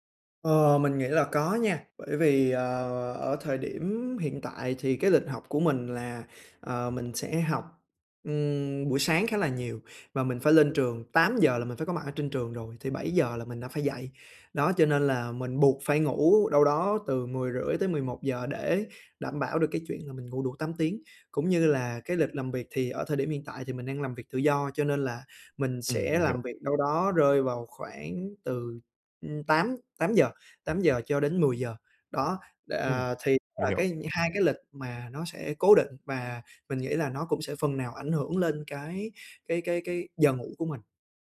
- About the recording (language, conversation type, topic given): Vietnamese, advice, Làm thế nào để duy trì lịch ngủ ổn định mỗi ngày?
- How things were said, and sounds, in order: tapping; other background noise